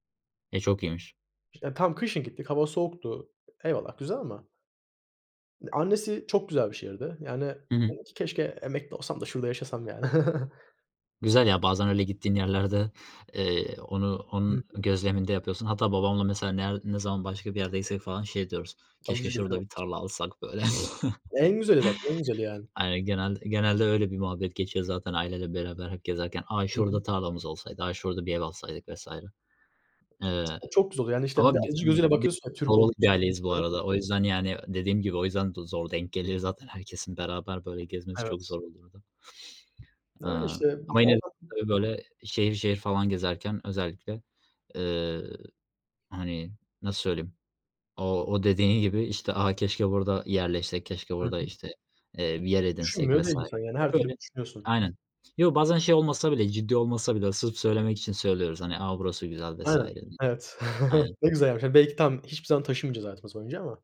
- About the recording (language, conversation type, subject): Turkish, unstructured, En unutulmaz aile tatiliniz hangisiydi?
- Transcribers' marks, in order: other background noise; chuckle; tapping; chuckle; unintelligible speech; chuckle